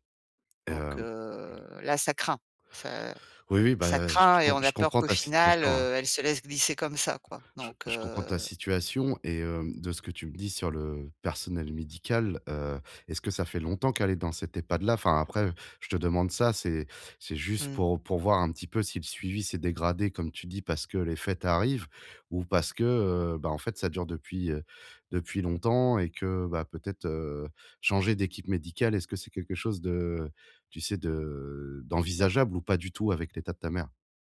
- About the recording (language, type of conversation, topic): French, advice, Comment puis-je mieux gérer l’incertitude lors de grands changements ?
- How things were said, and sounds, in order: drawn out: "de"; stressed: "d'envisageable"